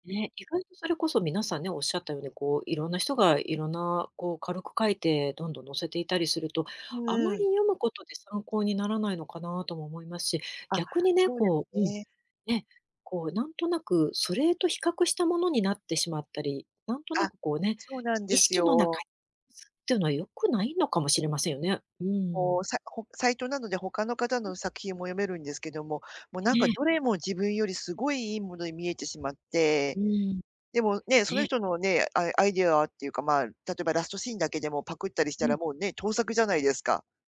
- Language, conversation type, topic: Japanese, advice, アイデアがまったく浮かばず手が止まっている
- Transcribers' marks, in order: none